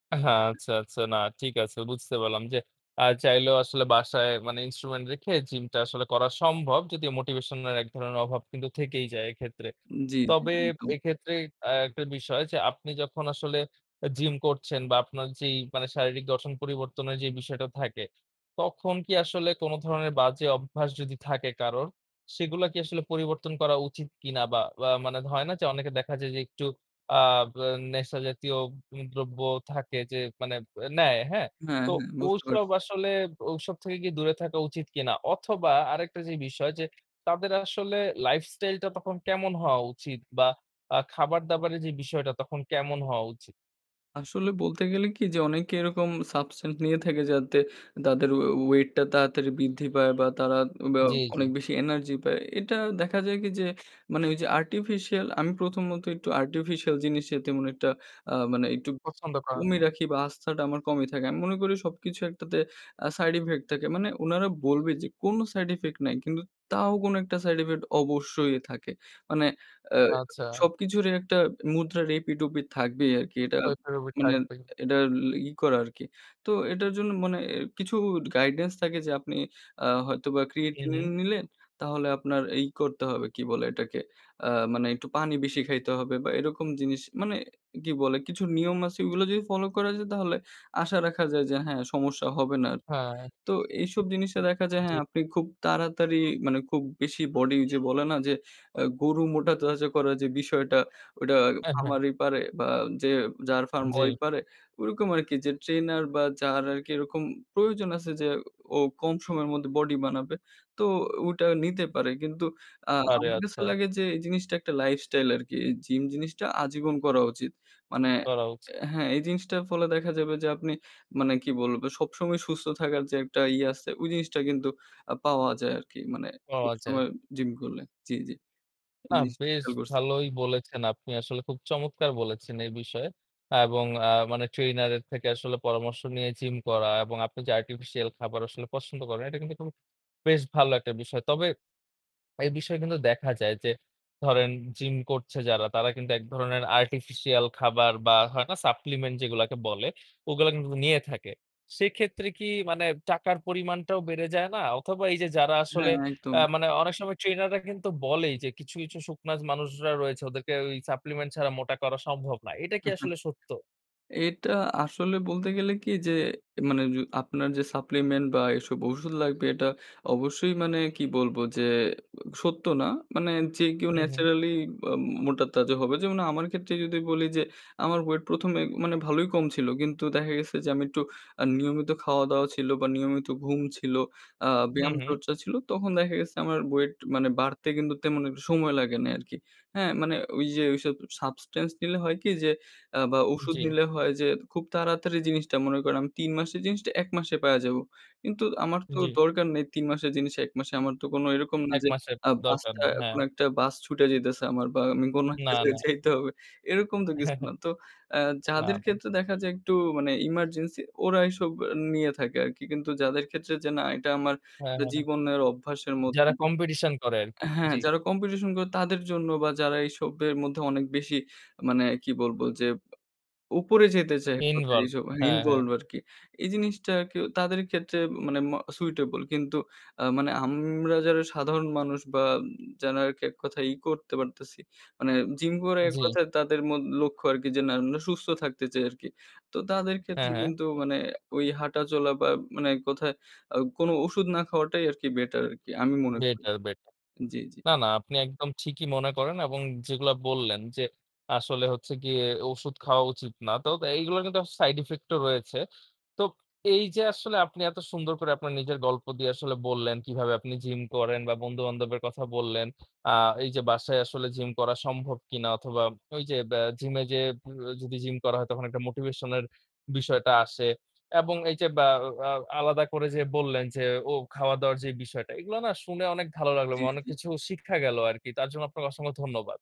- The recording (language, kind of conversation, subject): Bengali, podcast, আপনি কীভাবে নিয়মিত হাঁটা বা ব্যায়াম চালিয়ে যান?
- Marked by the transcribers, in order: in English: "instrument"; "হয়" said as "ধয়"; in English: "সাবস্ট্যান্স"; bird; other background noise; in English: "আর্টিফিশিয়াল"; in English: "আর্টিফিশিয়াল"; in English: "গাইডেন্স"; tapping; alarm; in English: "ফার্মার"; in English: "আর্টিফিশিয়াল"; swallow; in English: "আর্টিফিশিয়াল"; chuckle; in English: "ন্যাচারালি"; in English: "সাবস্টেন্স"; laughing while speaking: "কোনো একটা জাগা যাইতে হবে"; in English: "কম্পিটিশন"; in English: "কম্পিটিশন"; in English: "ইনভলভড"; in English: "ইনভলভড"; in English: "সুইটেবল"; unintelligible speech; in English: "মোটিভেশন"